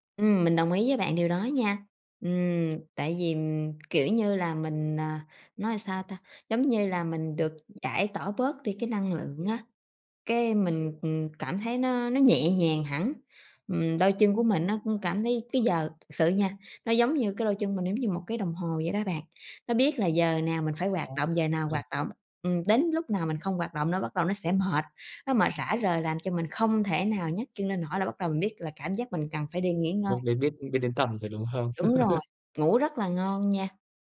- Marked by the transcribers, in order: other background noise; "làm" said as "ừn"; laugh
- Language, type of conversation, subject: Vietnamese, unstructured, Bạn thường chọn hình thức tập thể dục nào để giải trí?